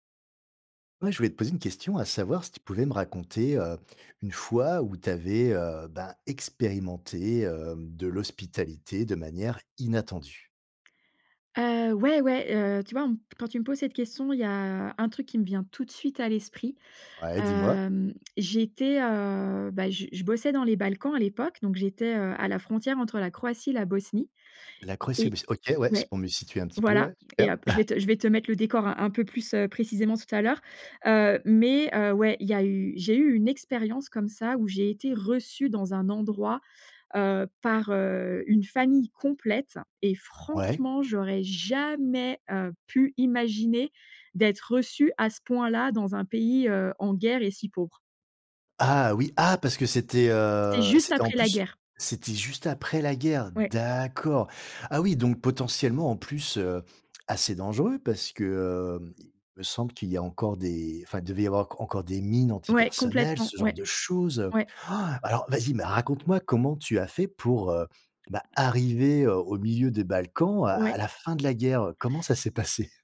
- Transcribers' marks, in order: stressed: "expérimenté"; chuckle; stressed: "reçue"; stressed: "franchement"; stressed: "jamais"; drawn out: "heu"; stressed: "juste"; stressed: "D'accord"; anticipating: "Ah, alors, vas-y, mais raconte-moi !"; other background noise; laughing while speaking: "s'est passé ?"
- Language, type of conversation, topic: French, podcast, Peux-tu raconter une expérience d’hospitalité inattendue ?